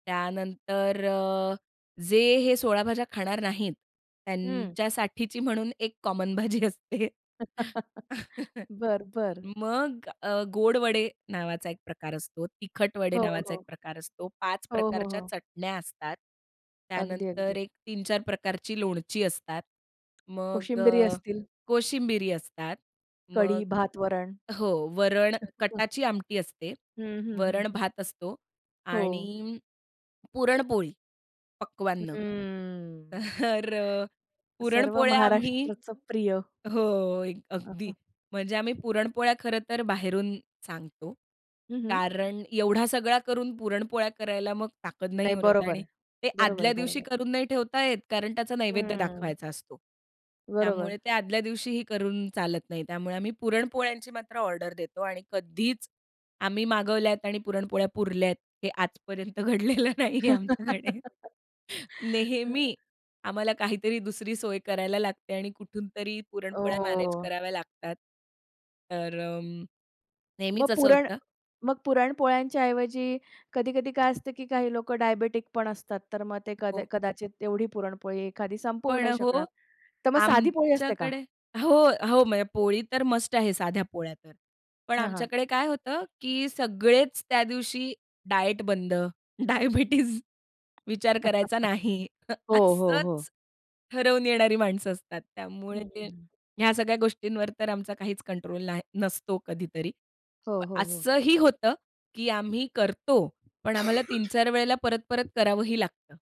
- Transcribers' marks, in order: laughing while speaking: "भाजी असते"; chuckle; tapping; chuckle; drawn out: "हम्म"; other noise; drawn out: "हं"; laughing while speaking: "घडलेलं नाही आहे आमच्याकडे"; laugh; drawn out: "हो"; in English: "डायट"; laughing while speaking: "डायबिटीज"; chuckle; cough
- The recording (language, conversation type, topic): Marathi, podcast, मोठ्या मेजबानीसाठी जेवणाचे नियोजन कसे करावे?